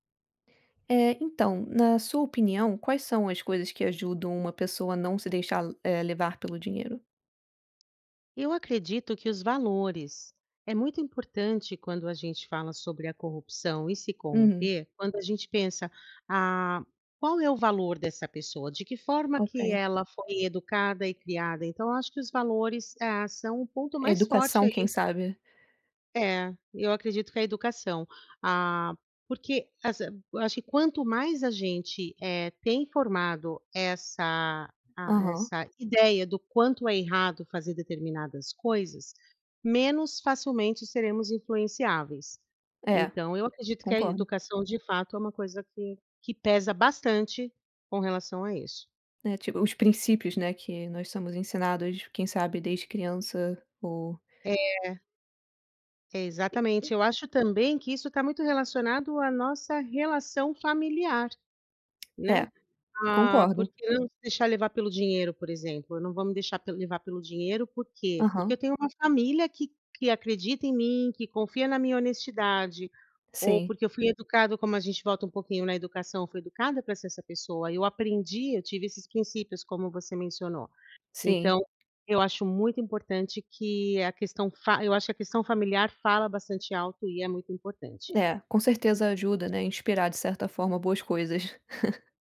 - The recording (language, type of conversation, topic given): Portuguese, unstructured, Você acha que o dinheiro pode corromper as pessoas?
- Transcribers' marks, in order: tapping; giggle